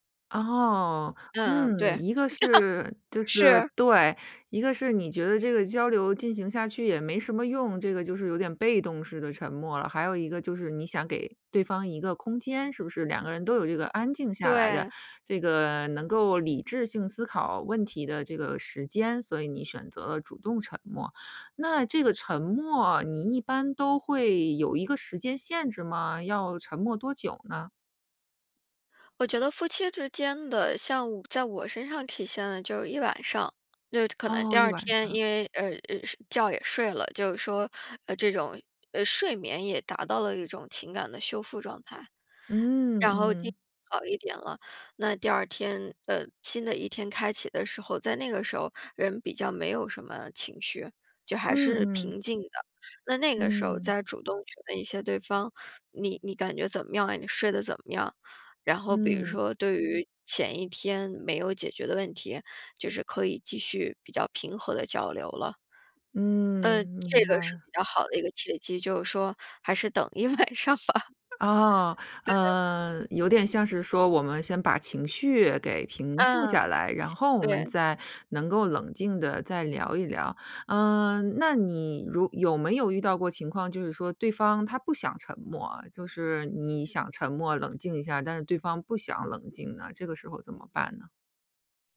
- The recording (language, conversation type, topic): Chinese, podcast, 沉默在交流中起什么作用？
- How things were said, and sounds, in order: laugh; laughing while speaking: "一晚上吧"; other noise